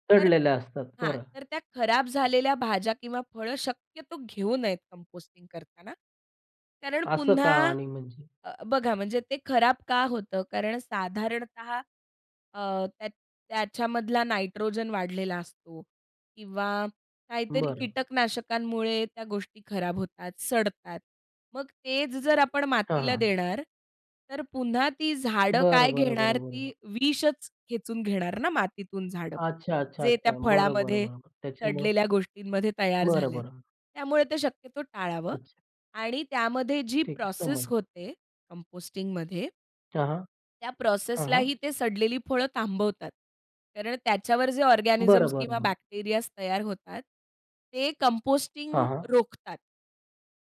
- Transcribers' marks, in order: in English: "कंपोस्टिंग"; in English: "कंपोस्टिंगमध्ये"; in English: "ऑर्गॅनिझम्स"; in English: "बॅक्टेरियाज"; in English: "कंपोस्टिंग"
- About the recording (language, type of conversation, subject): Marathi, podcast, घरात कंपोस्टिंग सुरू करायचं असेल, तर तुम्ही कोणता सल्ला द्याल?